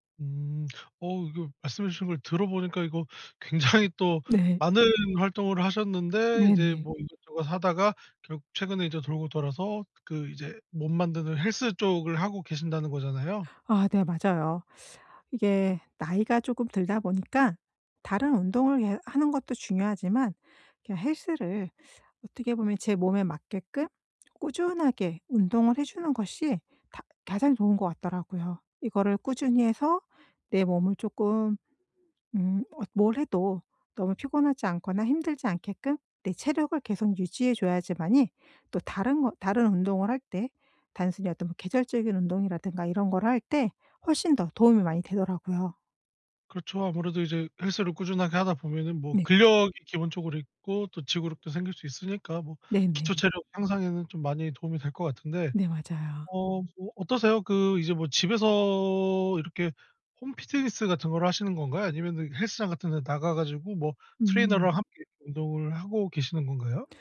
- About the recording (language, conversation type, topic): Korean, podcast, 취미를 꾸준히 이어갈 수 있는 비결은 무엇인가요?
- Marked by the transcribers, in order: teeth sucking